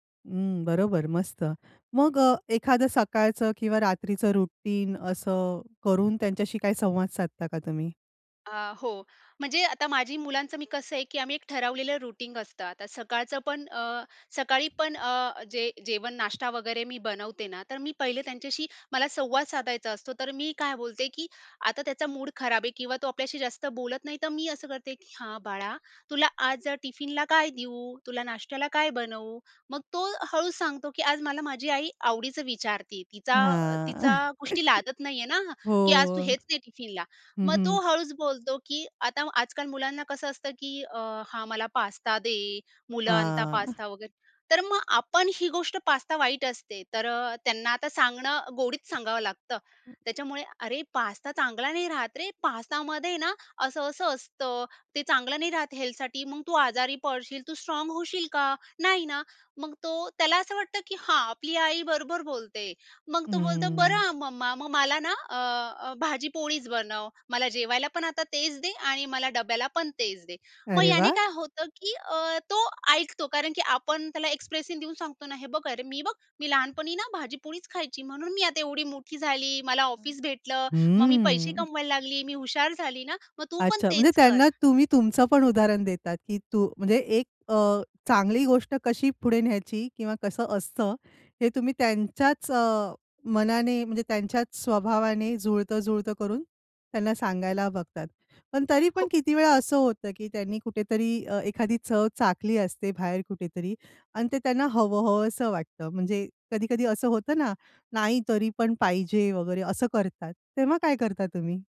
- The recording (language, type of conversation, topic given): Marathi, podcast, मुलांशी दररोज प्रभावी संवाद कसा साधता?
- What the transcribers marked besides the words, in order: in English: "रुटीन"; other background noise; in English: "रूटींग"; "रूटीन" said as "रूटींग"; drawn out: "हां"; chuckle; in English: "पास्ता"; in English: "पास्ता"; chuckle; in English: "पास्ता"; in English: "पास्ता"; in English: "पास्ता"; in English: "हेल्थ"; in English: "स्ट्राँग"; surprised: "अरे वाह!"; in English: "एक्सप्रेशन"; drawn out: "हं"; lip smack; tongue click